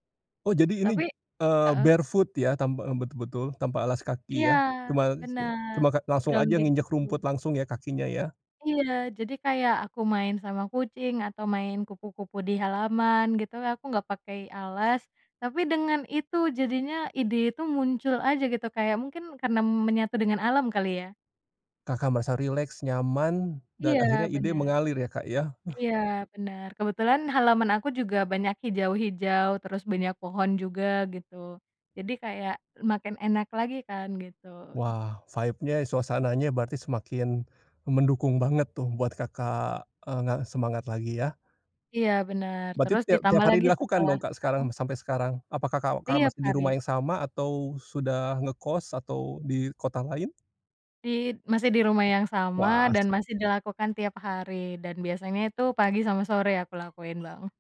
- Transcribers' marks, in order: in English: "barefoot"; in English: "grounding"; other background noise; in English: "vibe-nya"; unintelligible speech; tapping
- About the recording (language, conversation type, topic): Indonesian, podcast, Bagaimana caramu tetap termotivasi saat sedang merasa buntu?